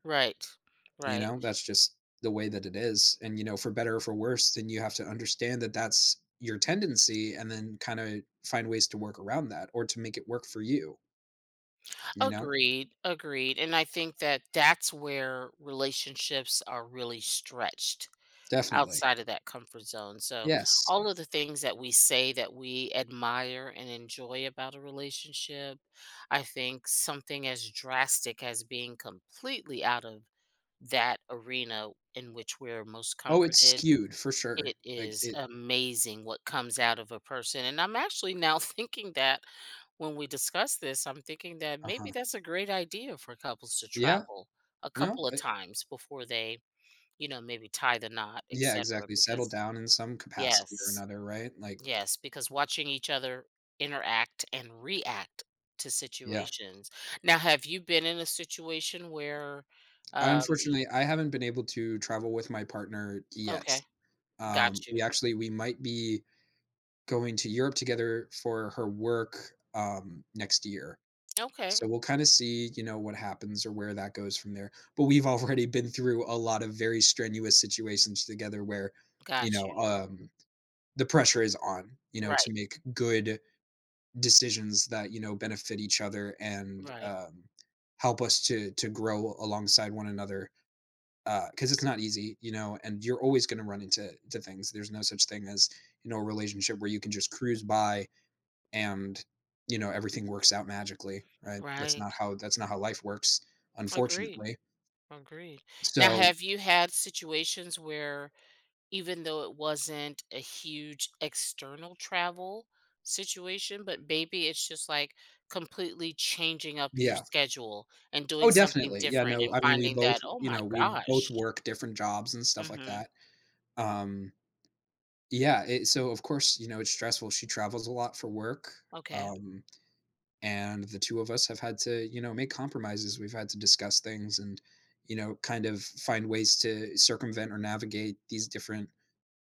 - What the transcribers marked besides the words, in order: tapping; other background noise
- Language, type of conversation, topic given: English, unstructured, How do shared travel challenges impact the way couples grow together over time?
- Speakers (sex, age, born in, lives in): female, 55-59, United States, United States; male, 20-24, United States, United States